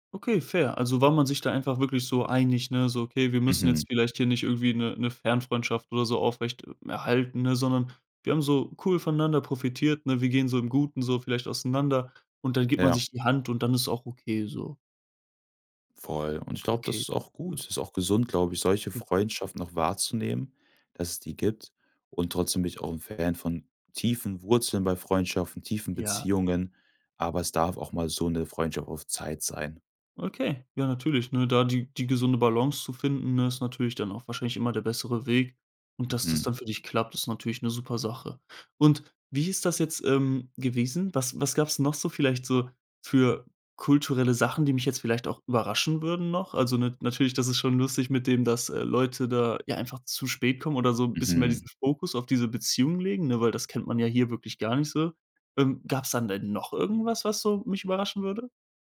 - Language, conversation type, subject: German, podcast, Erzählst du von einer Person, die dir eine Kultur nähergebracht hat?
- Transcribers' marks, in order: other noise